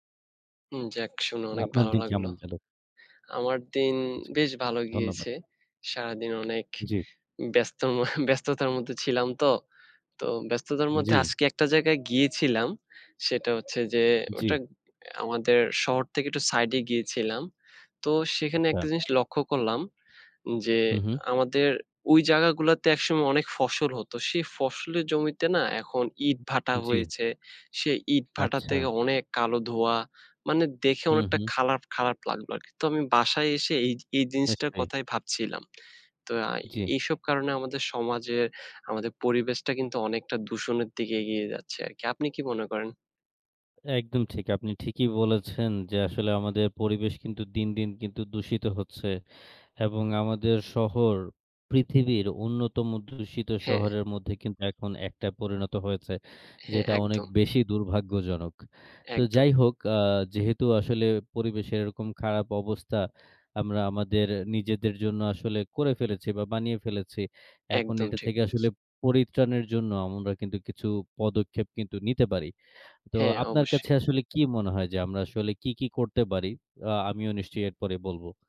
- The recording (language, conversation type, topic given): Bengali, unstructured, পরিবেশ দূষণ কমানোর জন্য আমরা কী কী করতে পারি?
- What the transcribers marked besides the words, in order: tapping; unintelligible speech; other background noise